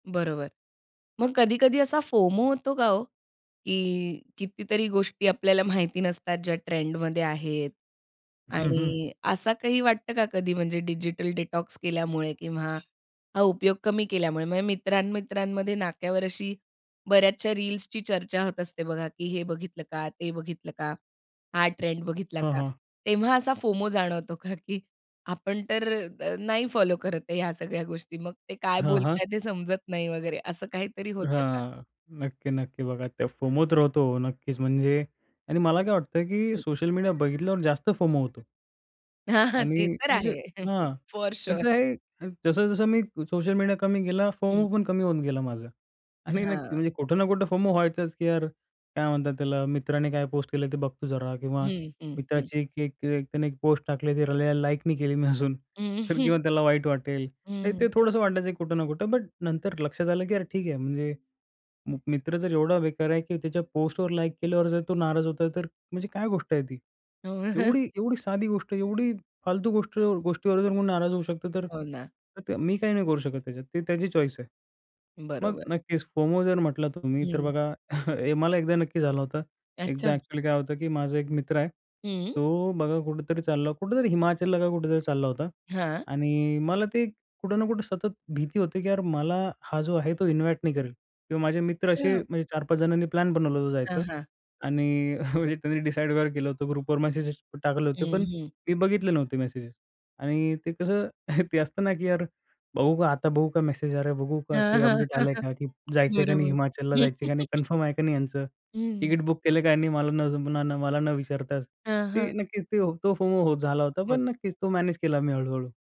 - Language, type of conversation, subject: Marathi, podcast, मोबाईल आणि समाजमाध्यमांचा वापर कमी करण्यासाठी तुम्ही काय करता?
- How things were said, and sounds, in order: in English: "फोमो"; other background noise; in English: "डिजिटल डिटॉक्स"; tapping; in English: "फोमो"; in English: "फोमो"; in English: "फोमो"; laughing while speaking: "हां, हां. ते तर आहे"; chuckle; in English: "फॉअर शुअर"; in English: "फोमो"; chuckle; in English: "फोमो"; unintelligible speech; laughing while speaking: "अजून"; chuckle; in English: "चॉईस"; in English: "फोमो"; chuckle; in English: "इन्व्हाईट"; unintelligible speech; chuckle; in English: "ग्रुपवर"; chuckle; laughing while speaking: "हां, हां. हं, हं. बरोबर"; in English: "कन्फर्म"; chuckle; in English: "फोमो"